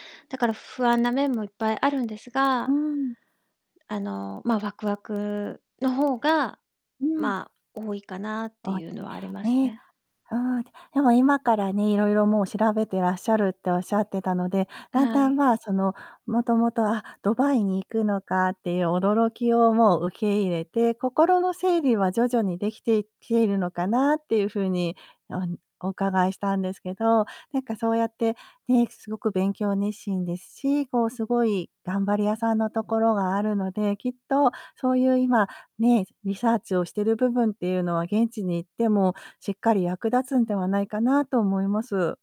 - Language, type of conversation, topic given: Japanese, advice, 長年住んだ街を離れて引っ越すことになった経緯や、今の気持ちについて教えていただけますか？
- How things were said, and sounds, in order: distorted speech